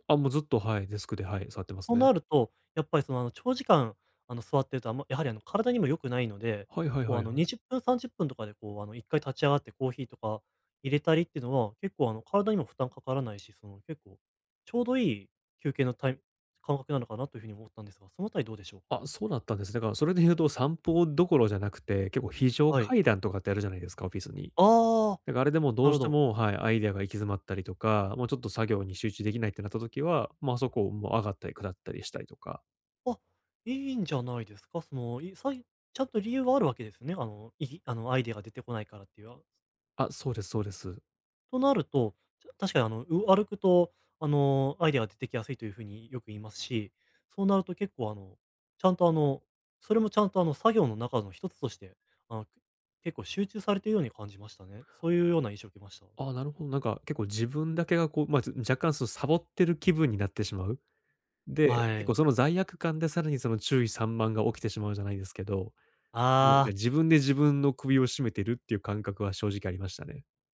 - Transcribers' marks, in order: other noise
- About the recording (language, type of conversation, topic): Japanese, advice, 作業中に注意散漫になりやすいのですが、集中を保つにはどうすればよいですか？